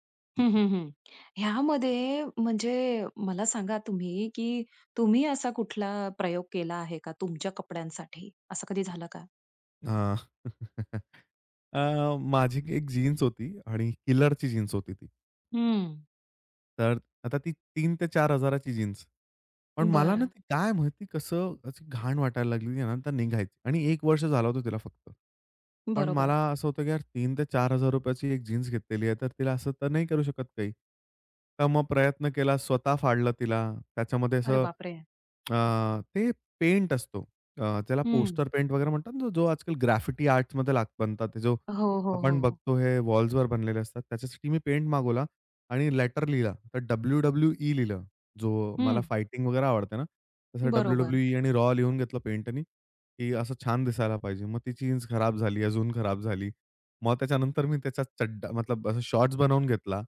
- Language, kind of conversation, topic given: Marathi, podcast, जुन्या कपड्यांना नवीन रूप देण्यासाठी तुम्ही काय करता?
- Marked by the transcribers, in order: chuckle; tapping; in English: "पोस्टर पेंट"; in English: "ग्राफिटी आर्ट्समध्ये"; in English: "वॉल्सवर"; in English: "लेटर"; other noise